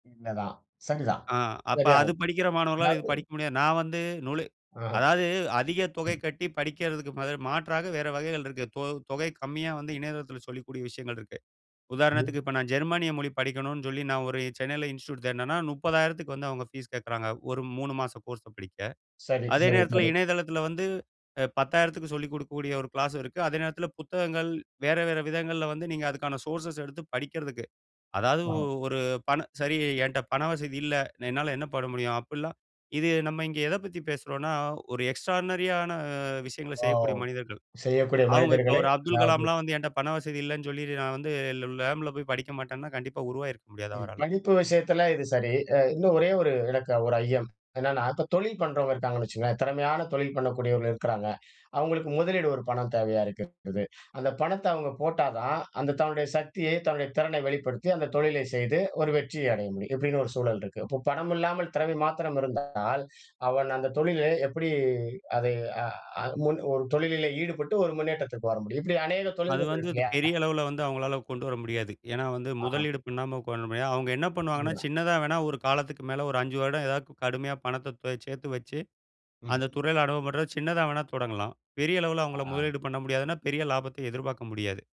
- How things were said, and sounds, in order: tapping; other background noise; in English: "இன்ஸ்டிடியூட்"; in English: "பீஸ்"; in English: "கோர்ஸ"; in English: "சோர்ஸஸ்ஸ"; drawn out: "ஒரு"; in English: "எக்ஸ்ட்ரார்னரி"; in English: "லாம்ப்ல"; drawn out: "எப்படி"; other noise
- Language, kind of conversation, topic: Tamil, podcast, பணம் வெற்றியை தீர்மானிக்குமோ?